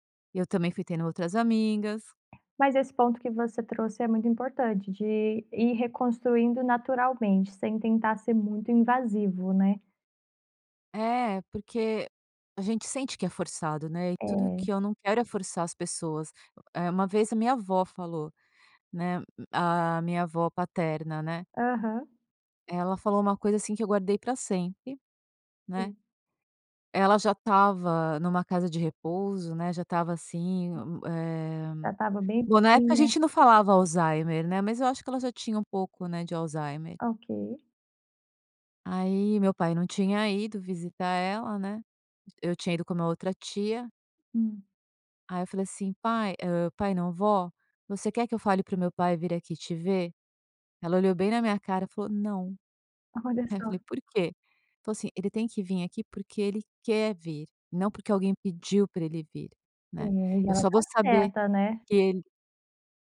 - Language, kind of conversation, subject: Portuguese, podcast, Como podemos reconstruir amizades que esfriaram com o tempo?
- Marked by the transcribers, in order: tapping; other background noise